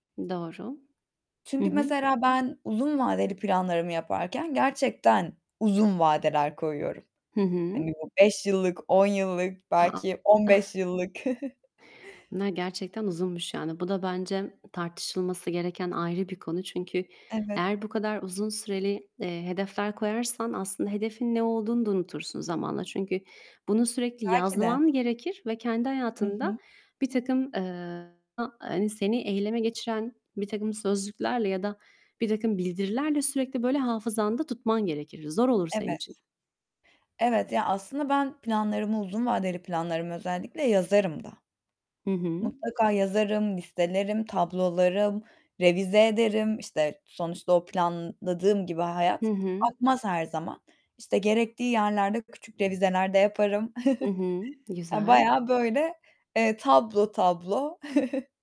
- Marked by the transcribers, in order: distorted speech; other background noise; chuckle; tapping; unintelligible speech; chuckle; chuckle
- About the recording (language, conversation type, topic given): Turkish, unstructured, Anlık kararlar mı yoksa uzun vadeli planlar mı daha sağlıklı sonuçlar doğurur?